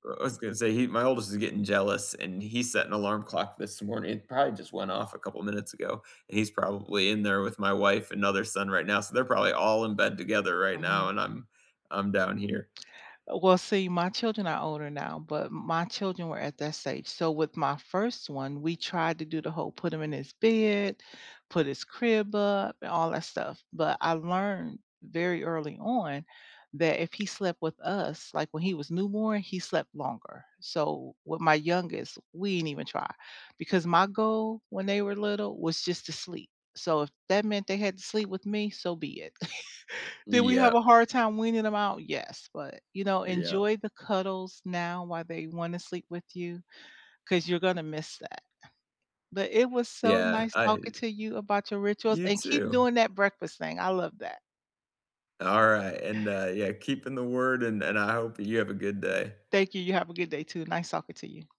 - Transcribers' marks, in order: chuckle
- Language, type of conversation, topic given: English, unstructured, Which small morning rituals brighten your day, and how did they become meaningful habits for you?
- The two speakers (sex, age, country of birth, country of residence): female, 55-59, United States, United States; male, 35-39, United States, United States